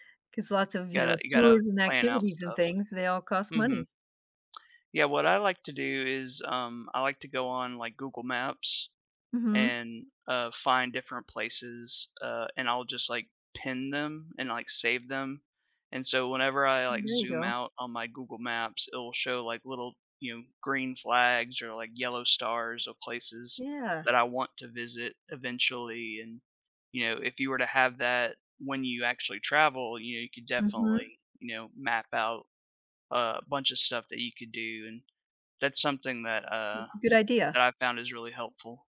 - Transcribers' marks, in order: tapping
- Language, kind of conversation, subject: English, unstructured, What inspires your desire to travel and explore new places?